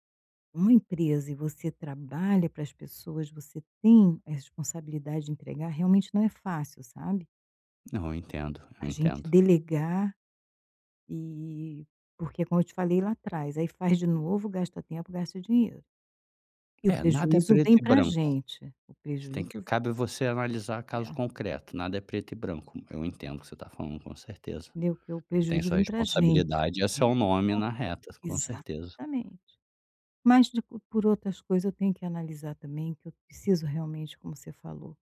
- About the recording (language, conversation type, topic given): Portuguese, advice, Como você descreveria sua dificuldade em delegar tarefas e pedir ajuda?
- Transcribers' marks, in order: other background noise